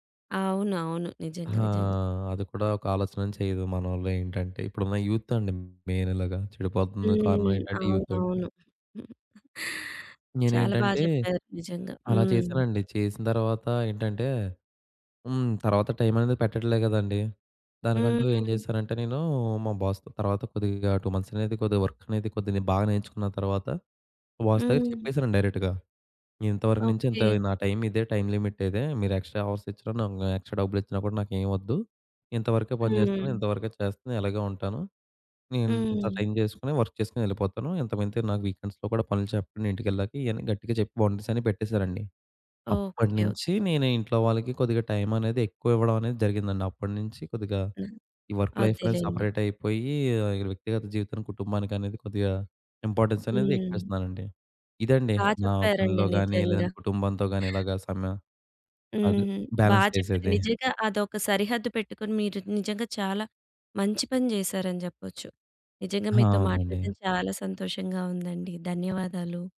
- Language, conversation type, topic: Telugu, podcast, పని మరియు కుటుంబంతో గడిపే సమయాన్ని మీరు ఎలా సమతుల్యం చేస్తారు?
- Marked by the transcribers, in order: drawn out: "ఆ!"; in English: "యూత్"; in English: "మెయిన్"; in English: "యూత్‌తోటి"; giggle; in English: "బాస్‌తో"; in English: "టూ"; in English: "బాస్"; in English: "డైరెక్ట్‌గా"; in English: "టైమ్ లిమిట్"; in English: "ఎక్స్ట్రా అవర్స్"; in English: "ఎక్స్ట్రా"; in English: "వర్క్"; in English: "వీకెండ్స్‌లో"; in English: "వర్క్"; in English: "బ్యాలన్స్"